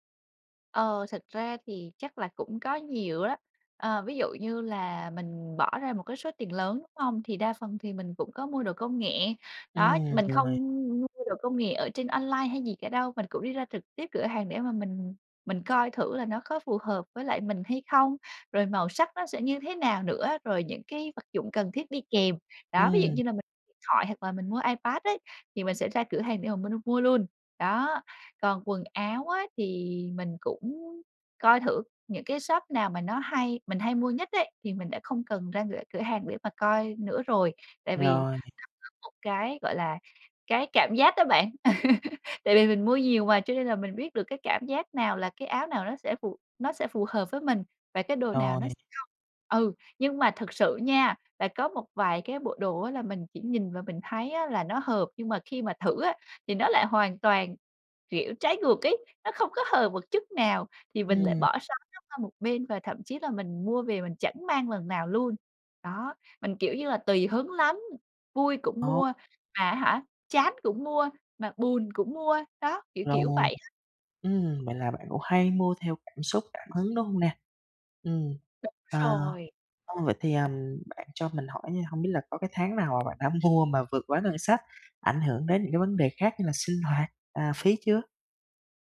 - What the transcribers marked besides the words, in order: tapping; other background noise; laugh; laughing while speaking: "Tại vì"; laughing while speaking: "mua"
- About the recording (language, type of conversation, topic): Vietnamese, advice, Làm sao tôi có thể quản lý ngân sách tốt hơn khi mua sắm?